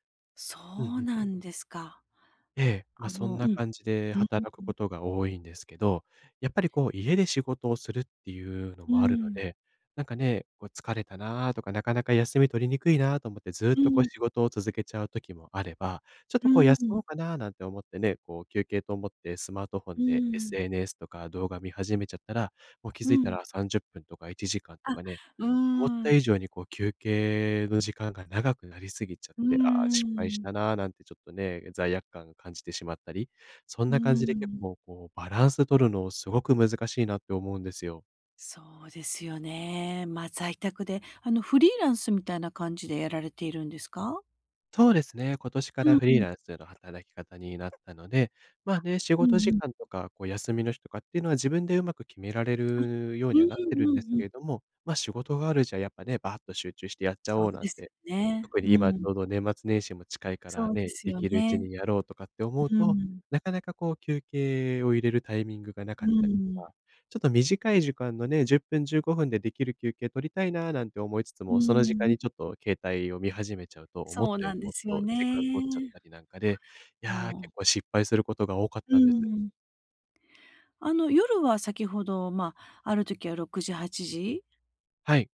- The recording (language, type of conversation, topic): Japanese, advice, 仕事と休憩のバランスを整えて集中して働くためには、どんなルーチンを作ればよいですか？
- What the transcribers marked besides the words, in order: other background noise